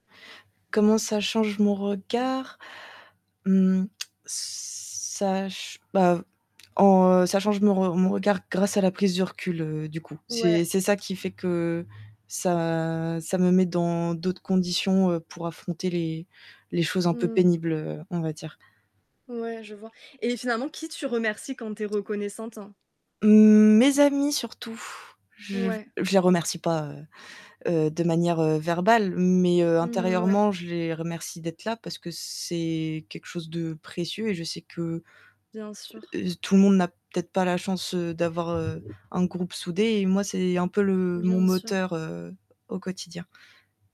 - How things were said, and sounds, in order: static; distorted speech; other background noise; tapping
- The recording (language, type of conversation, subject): French, unstructured, Qu’est-ce que la gratitude t’apporte au quotidien ?
- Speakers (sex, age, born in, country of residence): female, 25-29, France, France; female, 30-34, France, Greece